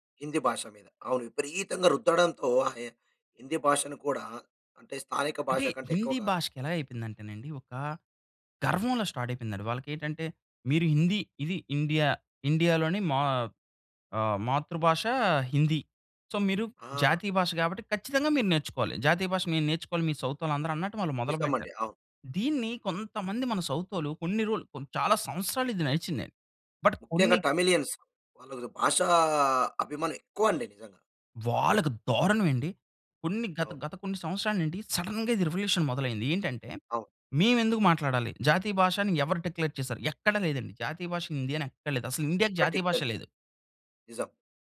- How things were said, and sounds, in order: stressed: "గర్వంలా"; in English: "స్టార్ట్"; in English: "సో"; in English: "బట్"; in English: "సడెన్‌గా"; in English: "రివల్యూషన్"; in English: "డిక్లేర్"; in English: "డిక్లేర్"
- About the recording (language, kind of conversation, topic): Telugu, podcast, స్థానిక భాషా కంటెంట్ పెరుగుదలపై మీ అభిప్రాయం ఏమిటి?